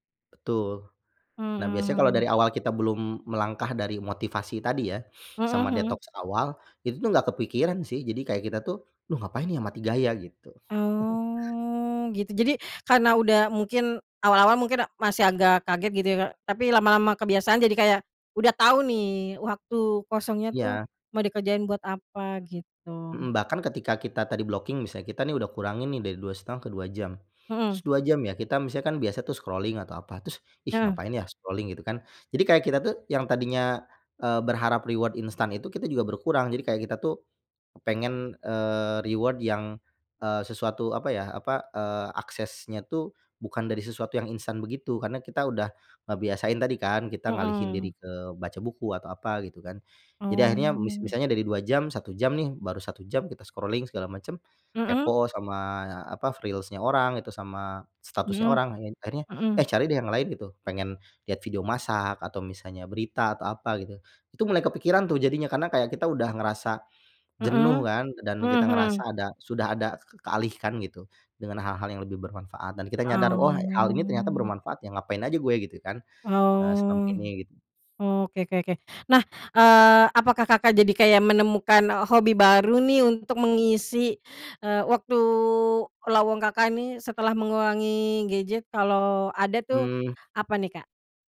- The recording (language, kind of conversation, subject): Indonesian, podcast, Apa cara kamu membatasi waktu layar agar tidak kecanduan gawai?
- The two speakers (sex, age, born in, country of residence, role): female, 30-34, Indonesia, Indonesia, host; male, 40-44, Indonesia, Indonesia, guest
- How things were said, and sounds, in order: drawn out: "Oh"; chuckle; in English: "blocking"; in English: "scrolling"; in English: "Scrolling?"; in English: "reward"; in English: "reward"; in English: "scrolling"; "reels-nya" said as "freels-nya"; drawn out: "Oh"